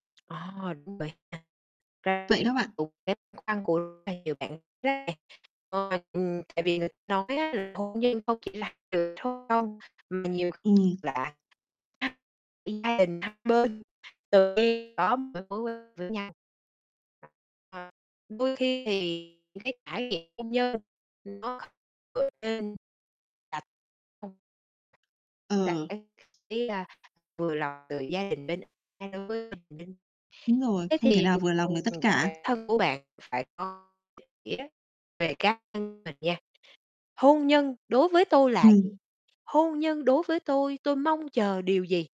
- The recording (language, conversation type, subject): Vietnamese, advice, Bạn nên quyết định kết hôn hay sống độc thân?
- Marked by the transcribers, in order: tapping; distorted speech; unintelligible speech; unintelligible speech; other background noise; unintelligible speech; unintelligible speech; unintelligible speech; unintelligible speech